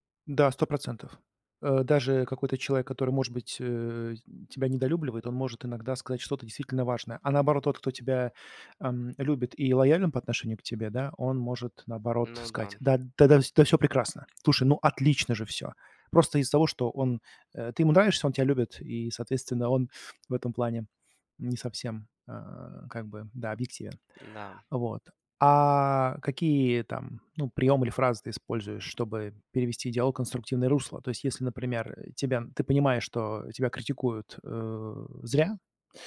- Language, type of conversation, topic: Russian, podcast, Как ты реагируешь на критику своих идей?
- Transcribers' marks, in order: tapping; other background noise